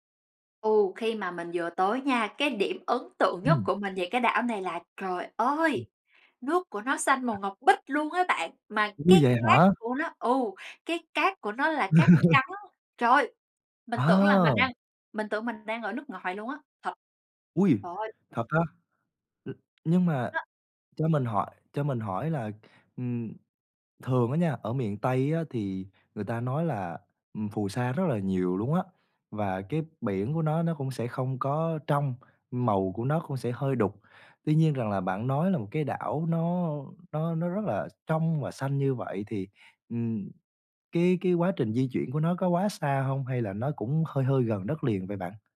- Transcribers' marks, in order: surprised: "trời ơi"; other background noise; stressed: "ngọc bích"; laugh; stressed: "trắng"
- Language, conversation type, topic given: Vietnamese, podcast, Điểm đến du lịch đáng nhớ nhất của bạn là đâu?